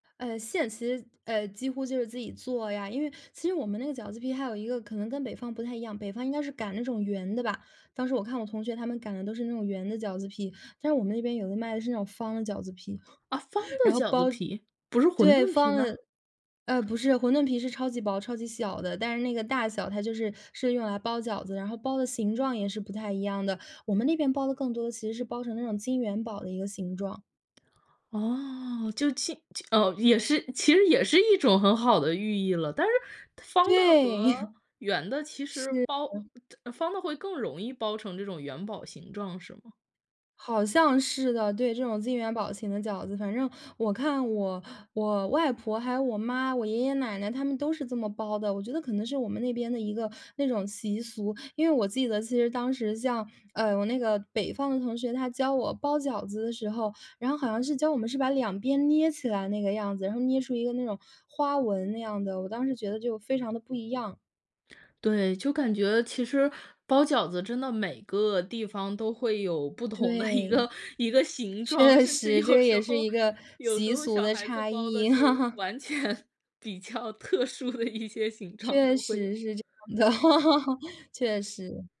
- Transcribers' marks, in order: other background noise; chuckle; chuckle; laughing while speaking: "一个"; laughing while speaking: "确实"; laughing while speaking: "有时候"; chuckle; laughing while speaking: "完全 比较特殊的一些形状"; chuckle
- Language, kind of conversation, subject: Chinese, podcast, 在节日里，你会如何用食物来表达心意？